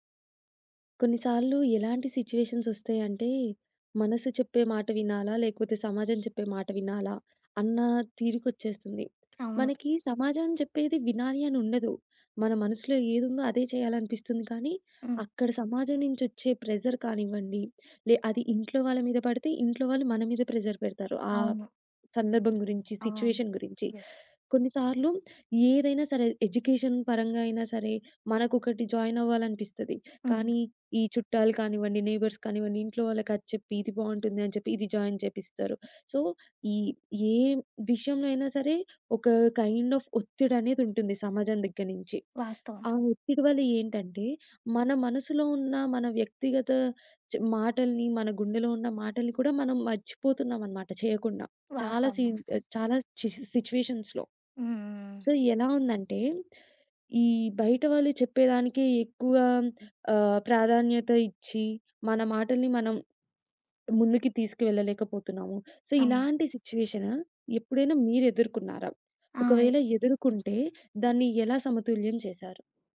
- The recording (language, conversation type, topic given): Telugu, podcast, సామాజిక ఒత్తిడి మరియు మీ అంతరాత్మ చెప్పే మాటల మధ్య మీరు ఎలా సమతుల్యం సాధిస్తారు?
- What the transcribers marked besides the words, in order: in English: "సిట్యుయేషన్స్"; other background noise; tapping; in English: "ప్రెషర్"; in English: "ప్రెషర్"; in English: "యెస్"; in English: "సిట్యుయేషన్"; in English: "ఎడ్యుకేషన్"; in English: "నైబర్స్"; in English: "జాయిన్"; in English: "సో"; in English: "కైండ్ ఆఫ్"; in English: "సీన్"; in English: "సిట్యుయేషన్స్‌లో. సో"; in English: "సో"; in English: "సిట్యుయేషన్"